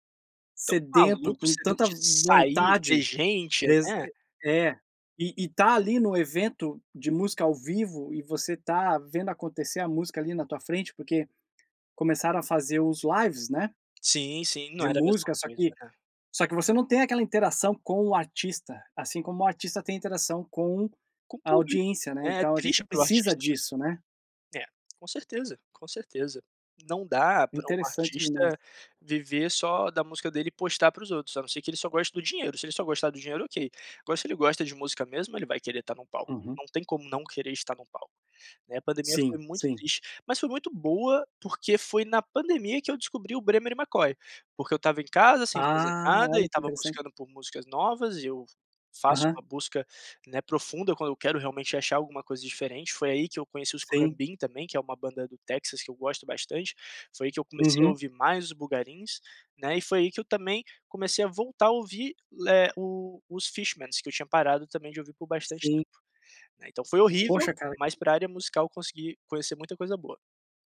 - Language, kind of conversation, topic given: Portuguese, podcast, Me conta uma música que te ajuda a superar um dia ruim?
- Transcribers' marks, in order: tapping; other background noise